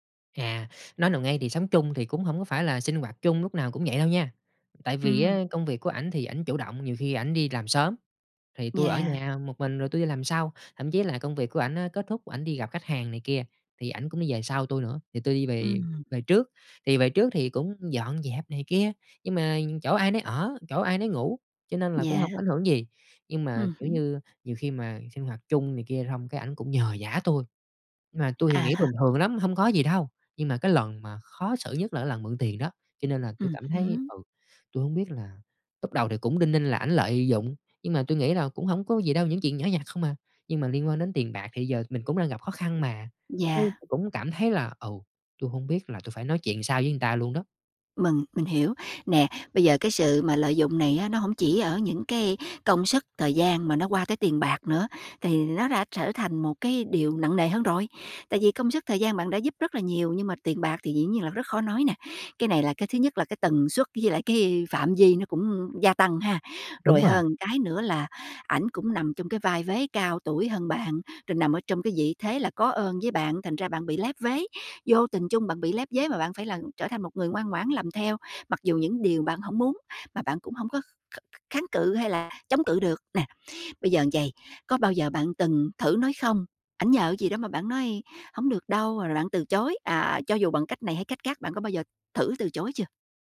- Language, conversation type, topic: Vietnamese, advice, Bạn lợi dụng mình nhưng mình không biết từ chối
- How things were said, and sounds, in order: tapping